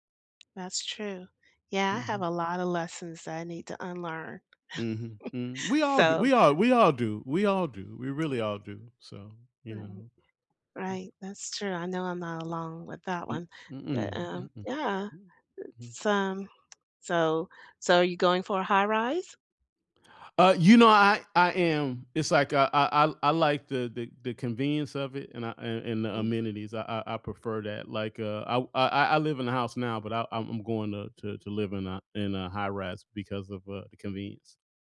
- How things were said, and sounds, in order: chuckle; other background noise; tapping
- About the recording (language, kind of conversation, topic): English, unstructured, How has loss reshaped your everyday outlook, priorities, and appreciation for small moments?
- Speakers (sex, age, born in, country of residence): female, 60-64, United States, United States; male, 60-64, United States, United States